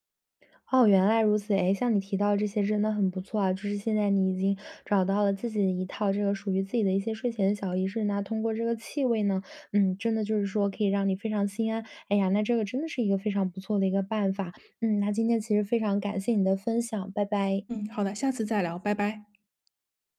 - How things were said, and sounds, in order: other background noise
- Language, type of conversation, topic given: Chinese, podcast, 睡前你更喜欢看书还是刷手机？